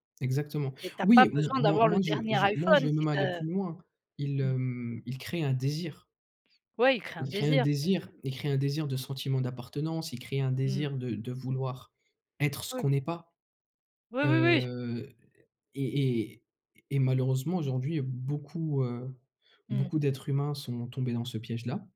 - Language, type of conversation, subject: French, unstructured, Préférez-vous la finance responsable ou la consommation rapide, et quel principe guide vos dépenses ?
- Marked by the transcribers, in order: none